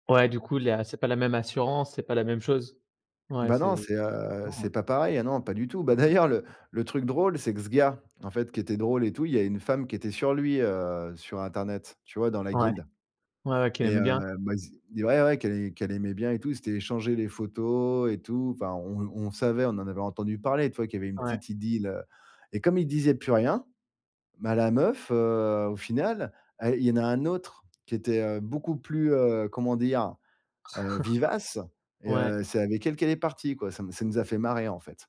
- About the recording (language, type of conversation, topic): French, podcast, Comment savoir si une amitié en ligne est sincère ?
- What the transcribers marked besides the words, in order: chuckle